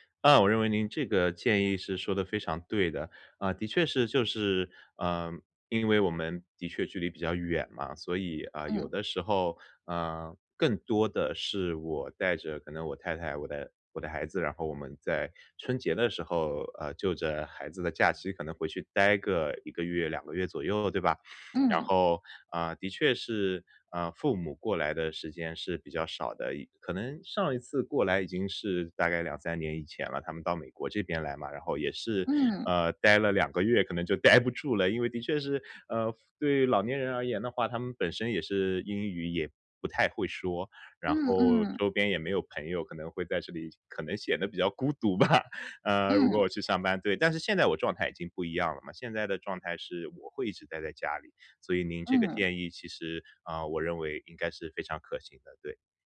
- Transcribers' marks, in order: "朋友" said as "盆友"; laughing while speaking: "吧"
- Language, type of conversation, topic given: Chinese, advice, 我该如何在工作与赡养父母之间找到平衡？